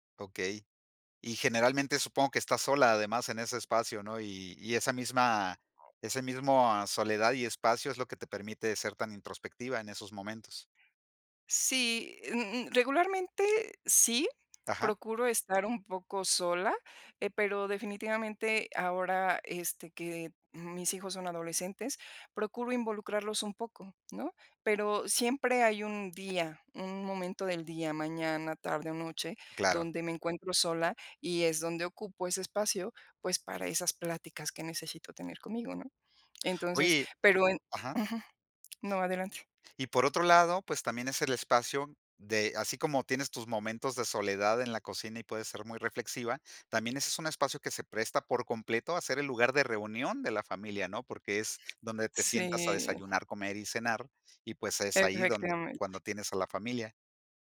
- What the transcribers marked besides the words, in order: other background noise; other noise
- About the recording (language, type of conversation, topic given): Spanish, podcast, ¿Qué haces para que tu hogar se sienta acogedor?